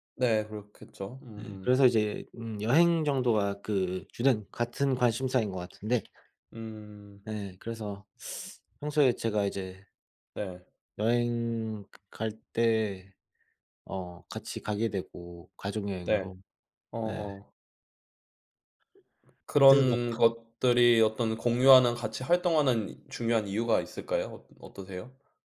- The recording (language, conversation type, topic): Korean, unstructured, 가족과 시간을 보내는 가장 좋은 방법은 무엇인가요?
- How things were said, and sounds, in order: other background noise; tapping